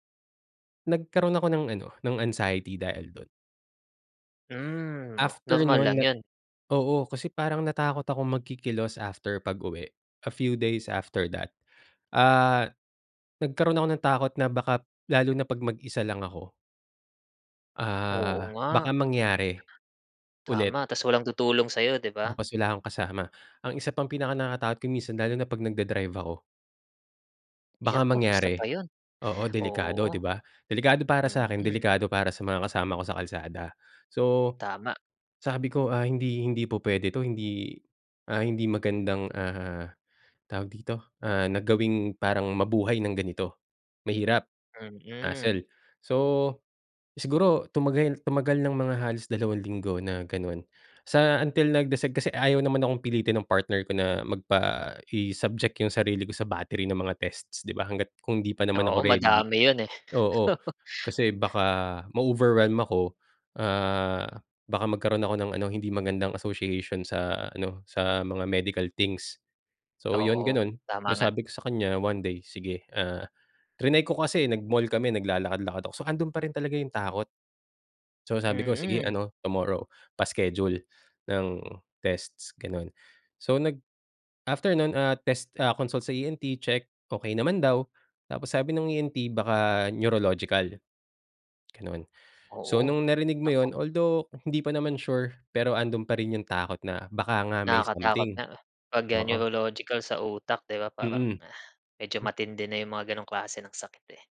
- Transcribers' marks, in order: in English: "A few days after that"; laugh
- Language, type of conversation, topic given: Filipino, podcast, Kapag nalampasan mo na ang isa mong takot, ano iyon at paano mo ito hinarap?